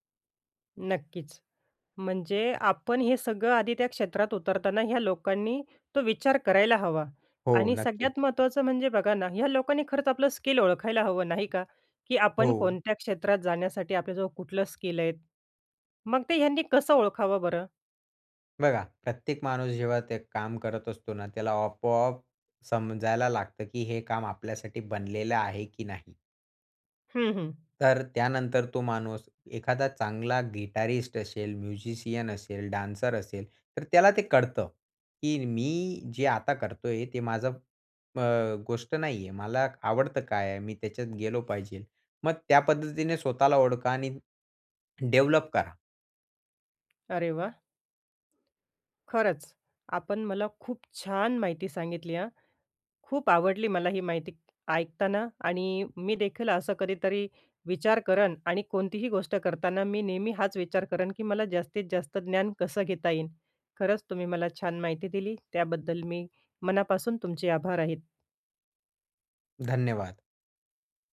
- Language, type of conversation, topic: Marathi, podcast, नवीन क्षेत्रात उतरताना ज्ञान कसं मिळवलंत?
- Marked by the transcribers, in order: in English: "गिटारिस्ट"; in English: "म्युझिशियन"; in English: "डान्सर"; in English: "डेव्हलप"; tapping